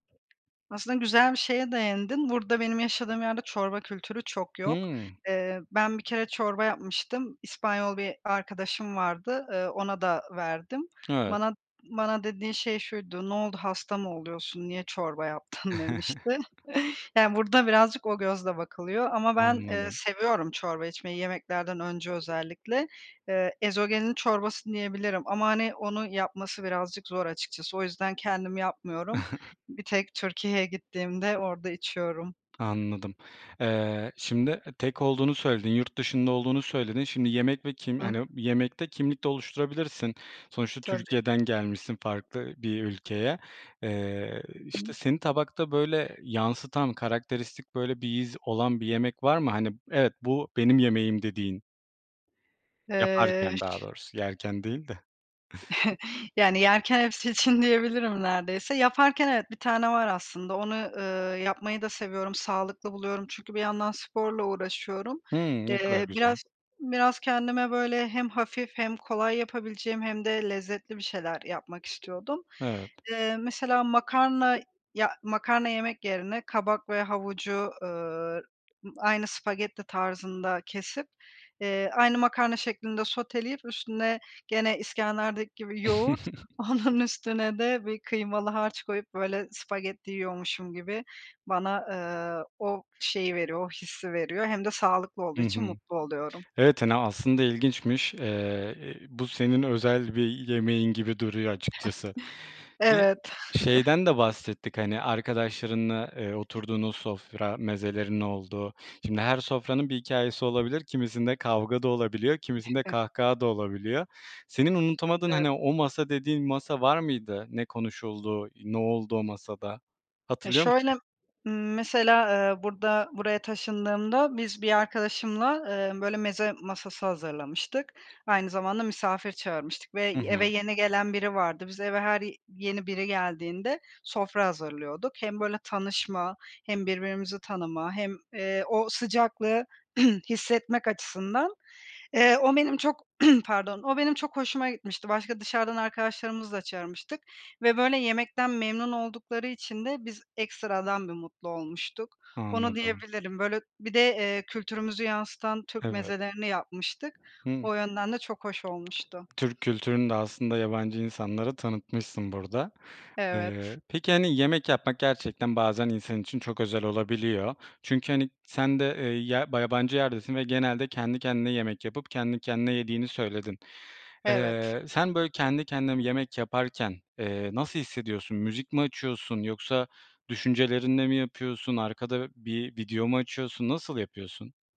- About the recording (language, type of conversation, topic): Turkish, podcast, Hangi yemekler seni en çok kendin gibi hissettiriyor?
- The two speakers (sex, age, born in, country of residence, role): female, 30-34, Turkey, Spain, guest; male, 25-29, Turkey, Poland, host
- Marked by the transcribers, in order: other background noise; laughing while speaking: "yaptın? demişti"; chuckle; chuckle; tapping; unintelligible speech; chuckle; laughing while speaking: "hepsi için diyebilirim neredeyse"; chuckle; laughing while speaking: "onun"; unintelligible speech; chuckle; chuckle; giggle; throat clearing; throat clearing